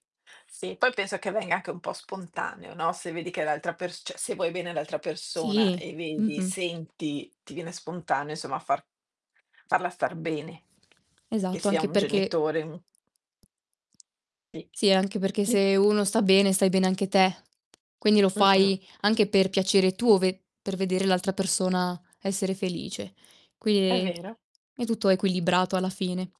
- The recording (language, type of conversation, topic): Italian, unstructured, Quali sono i piccoli piaceri che ti rendono felice?
- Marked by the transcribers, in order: tapping; "cioè" said as "ceh"; static; distorted speech; "Sì" said as "Tì"; other background noise; "Quindi" said as "quinini"